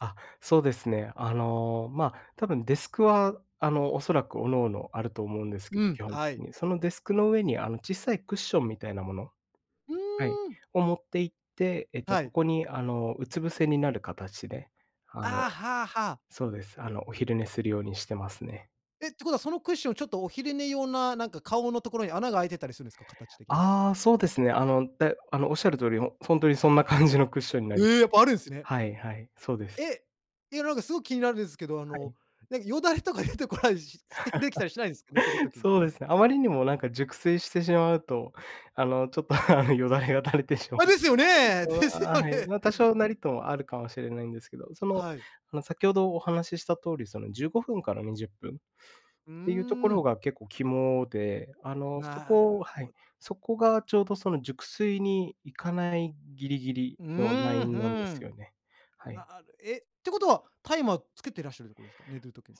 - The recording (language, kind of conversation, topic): Japanese, podcast, 仕事でストレスを感じたとき、どんな対処をしていますか？
- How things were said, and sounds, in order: laughing while speaking: "よだれとか出てこない … ないんですか？"; laugh; laughing while speaking: "ちょっと、あの、よだれが垂れてしまうとか"; anticipating: "あ、ですよね"; other background noise; laughing while speaking: "ですよね"